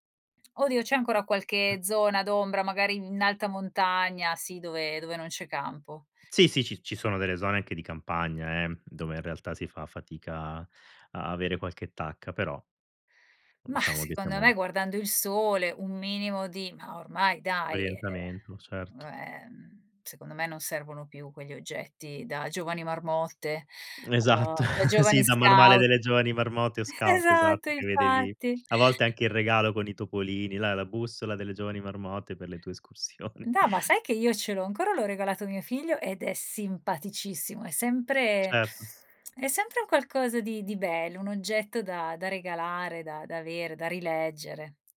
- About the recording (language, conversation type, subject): Italian, podcast, Quali sono i tuoi consigli per preparare lo zaino da trekking?
- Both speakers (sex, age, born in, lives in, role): female, 45-49, Italy, Italy, guest; male, 40-44, Italy, Italy, host
- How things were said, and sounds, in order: "secondo" said as "ndo"; chuckle; unintelligible speech; chuckle; laughing while speaking: "escursioni"; "Da" said as "nda"; inhale